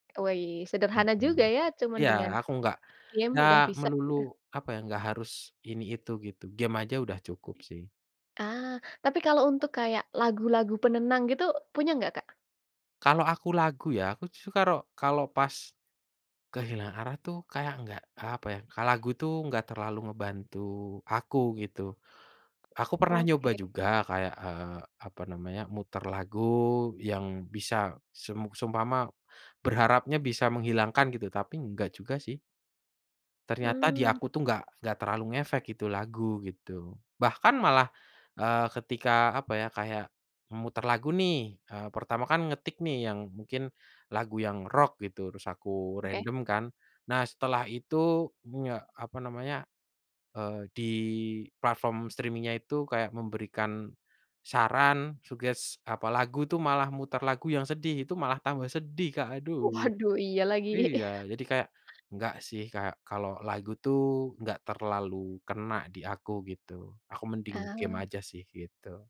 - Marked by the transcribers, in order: tapping; other background noise; in English: "streaming-nya"; in English: "suggest"; chuckle
- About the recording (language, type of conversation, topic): Indonesian, podcast, Apa yang kamu lakukan kalau kamu merasa kehilangan arah?